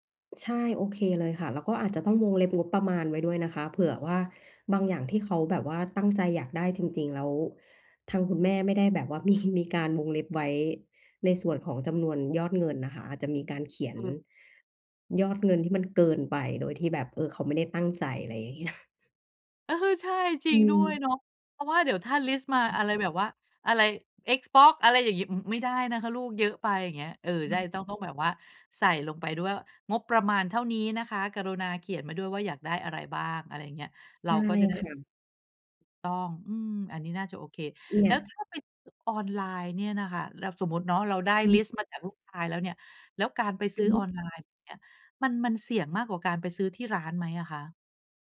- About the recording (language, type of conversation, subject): Thai, advice, จะช็อปปิ้งให้คุ้มค่าและไม่เสียเงินเปล่าได้อย่างไร?
- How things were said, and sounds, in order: laughing while speaking: "มี"; other background noise